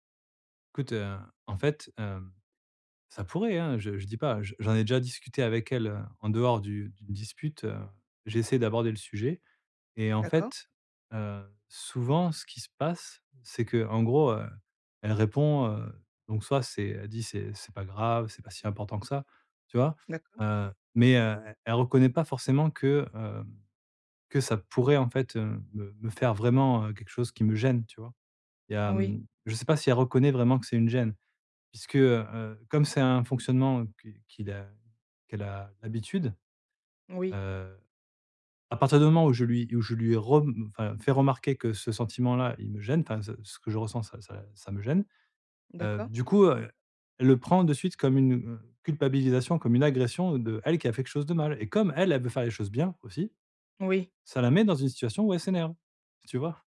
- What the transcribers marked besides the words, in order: none
- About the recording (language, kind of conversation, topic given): French, advice, Comment arrêter de m’enfoncer après un petit faux pas ?